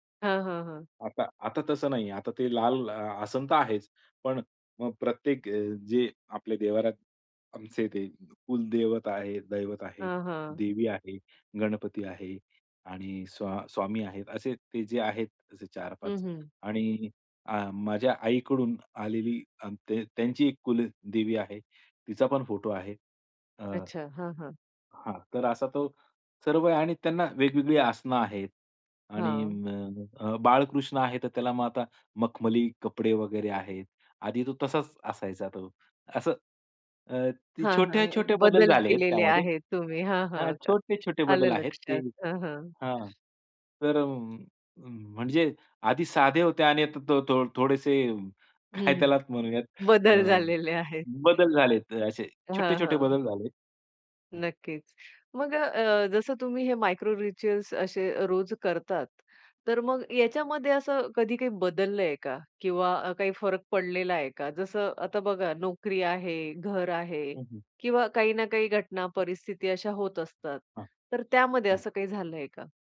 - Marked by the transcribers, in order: tapping; other background noise; laughing while speaking: "काय त्याला म्हणूयात"; laughing while speaking: "बदल झालेले आहेत"; in English: "मायक्रो रिच्युअल्स"
- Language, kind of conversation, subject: Marathi, podcast, तुमच्या घरात रोज केल्या जाणाऱ्या छोट्या-छोट्या दिनचर्या कोणत्या आहेत?